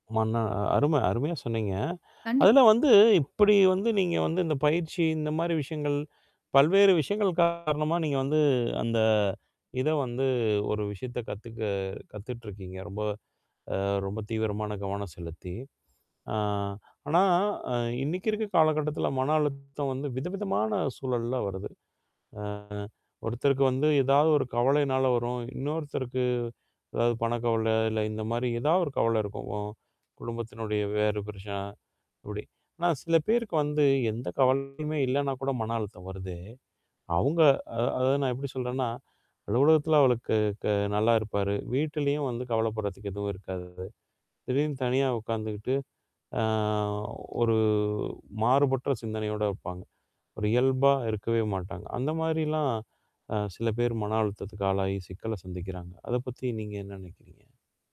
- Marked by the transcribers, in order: static; distorted speech; drawn out: "அ ஒரு"
- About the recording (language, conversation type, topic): Tamil, podcast, மனஅழுத்தம் வந்தால், நீங்கள் முதலில் என்ன செய்வீர்கள்?